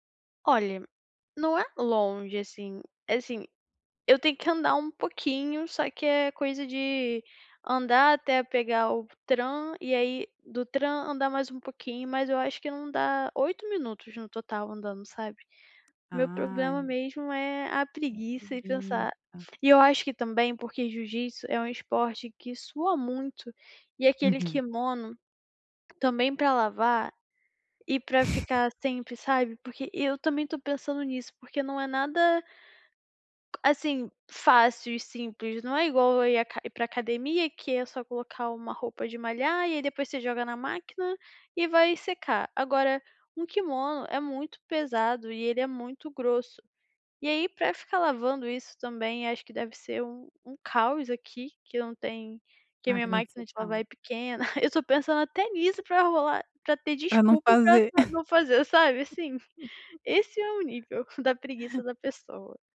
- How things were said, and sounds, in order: chuckle
- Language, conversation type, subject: Portuguese, advice, Como posso começar a treinar e criar uma rotina sem ansiedade?